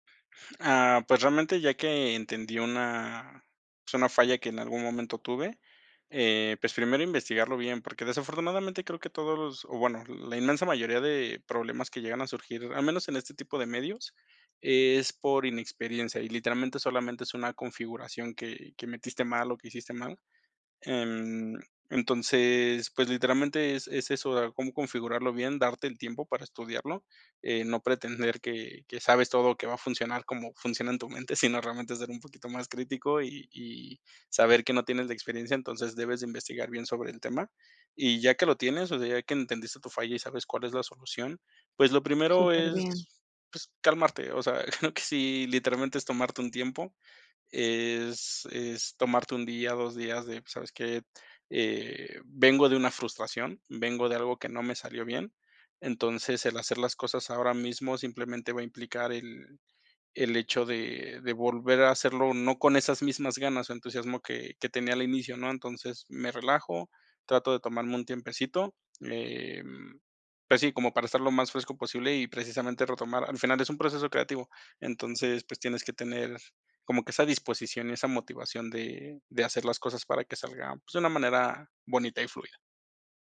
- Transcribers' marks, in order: laughing while speaking: "creo que sí"
- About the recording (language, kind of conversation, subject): Spanish, podcast, ¿Cómo recuperas la confianza después de fallar?